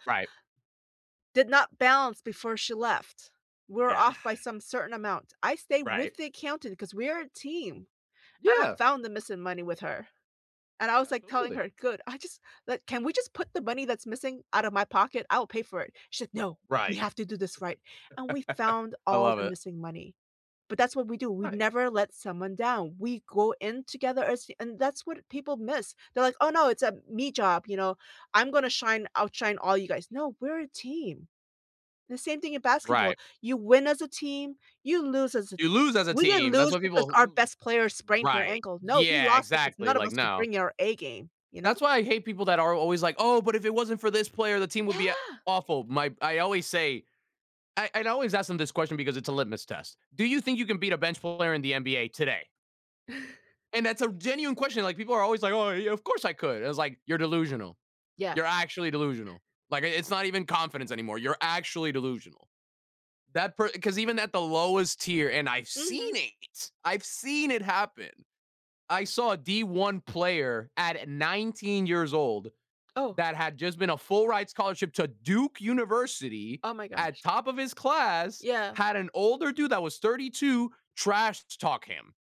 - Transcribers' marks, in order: put-on voice: "No, we have to do this right"; laugh; other background noise; tapping; chuckle; put-on voice: "Oh, yeah"; stressed: "seen"; stressed: "seen"; stressed: "Duke"
- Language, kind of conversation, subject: English, unstructured, How can I use teamwork lessons from different sports in my life?